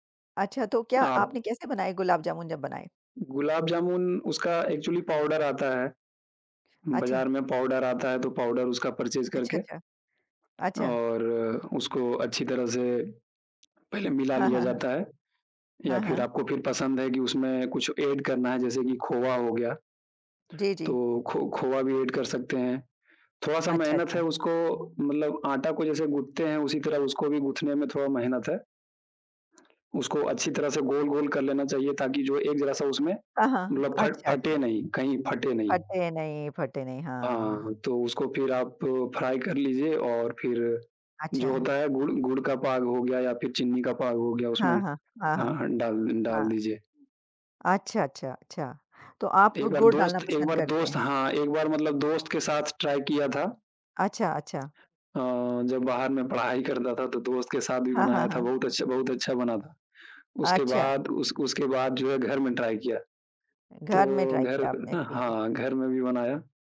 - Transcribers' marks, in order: in English: "एक्चुअली"; in English: "परचेज़"; tapping; in English: "एड"; in English: "एड"; tongue click; in English: "फ्राई"; in English: "ट्राई"; in English: "ट्राई"; in English: "ट्राई"
- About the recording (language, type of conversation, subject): Hindi, unstructured, आप कौन-सी मिठाई बनाना पूरी तरह सीखना चाहेंगे?